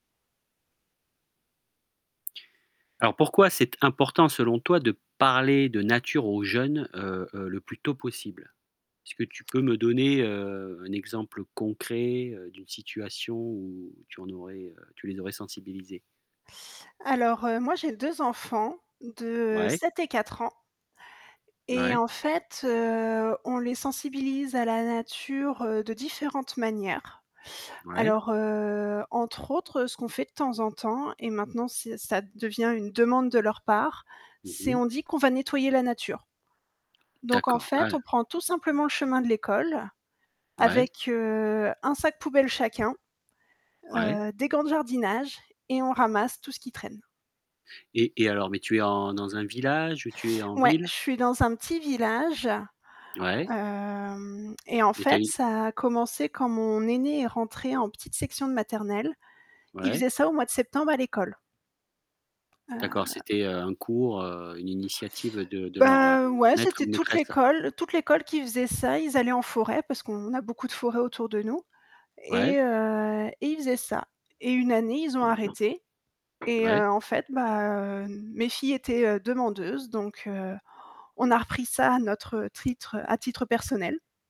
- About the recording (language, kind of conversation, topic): French, podcast, Comment peut-on sensibiliser les jeunes à la nature ?
- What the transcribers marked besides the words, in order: static; tapping; drawn out: "hem"; distorted speech; other background noise